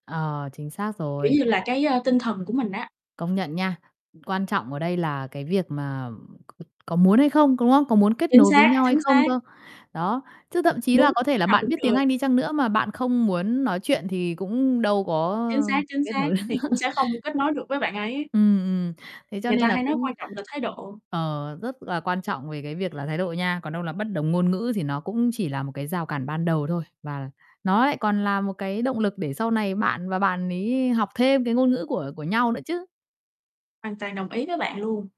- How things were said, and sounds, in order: tapping; horn; other background noise; distorted speech; laugh; bird
- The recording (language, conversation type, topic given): Vietnamese, podcast, Bạn có thể kể về một lần bạn và một người lạ không nói cùng ngôn ngữ nhưng vẫn hiểu nhau được không?